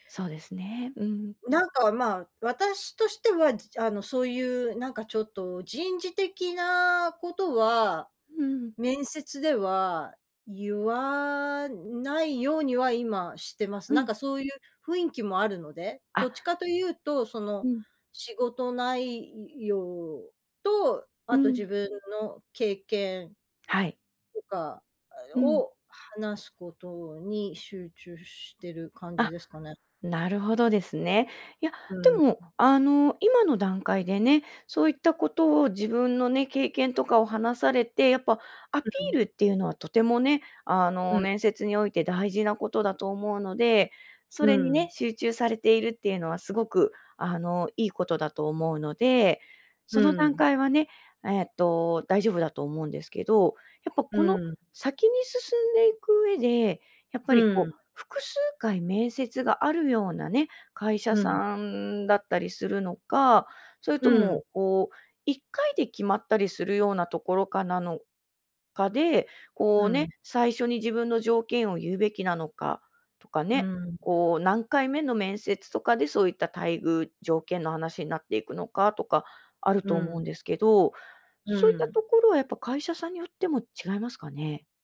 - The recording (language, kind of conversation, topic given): Japanese, advice, 面接で条件交渉や待遇の提示に戸惑っているとき、どう対応すればよいですか？
- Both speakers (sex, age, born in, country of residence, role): female, 35-39, Japan, Japan, advisor; female, 55-59, Japan, United States, user
- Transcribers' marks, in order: none